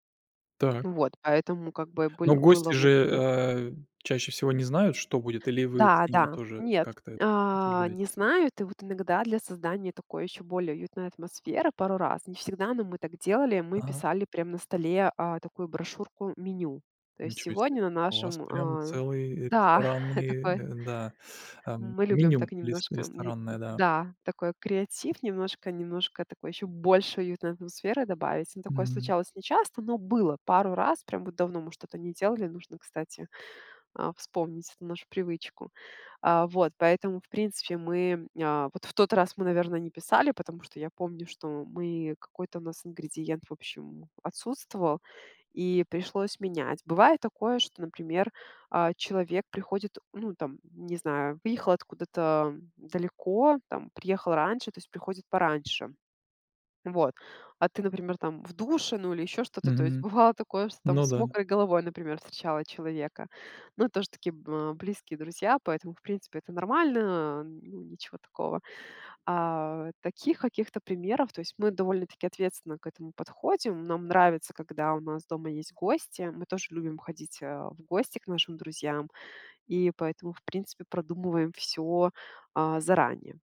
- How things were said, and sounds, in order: chuckle; stressed: "больше"; tapping; other background noise
- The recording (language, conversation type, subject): Russian, podcast, Как ты готовишься к приходу гостей?